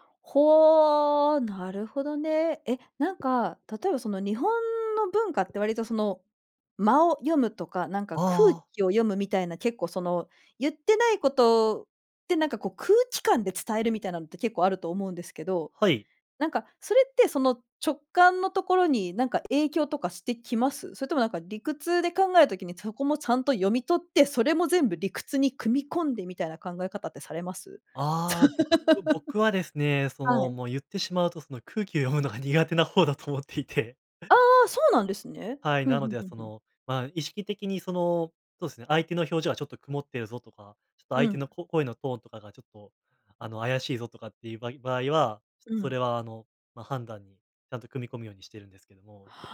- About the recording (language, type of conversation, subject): Japanese, podcast, 直感と理屈、どちらを信じますか？
- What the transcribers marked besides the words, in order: laugh